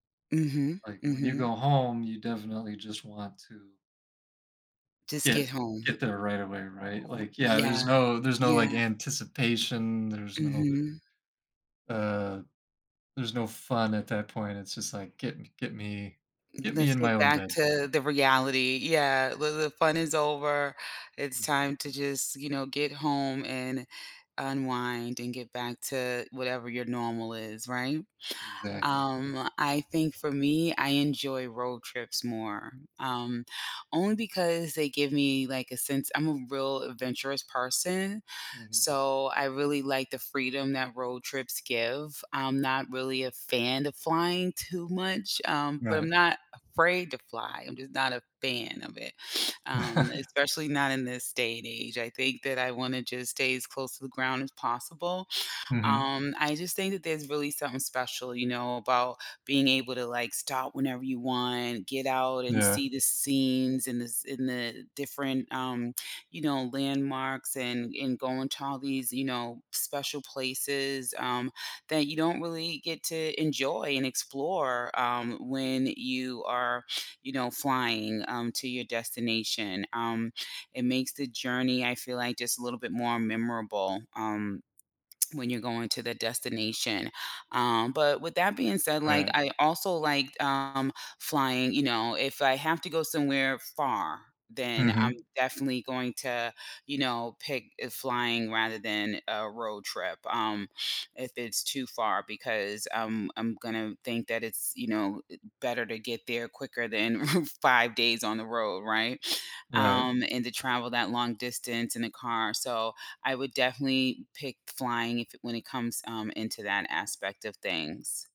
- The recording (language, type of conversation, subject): English, unstructured, How do your travel preferences shape the way you experience a trip?
- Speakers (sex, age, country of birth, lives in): female, 45-49, United States, United States; male, 40-44, United States, United States
- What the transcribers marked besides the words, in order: chuckle; tapping; chuckle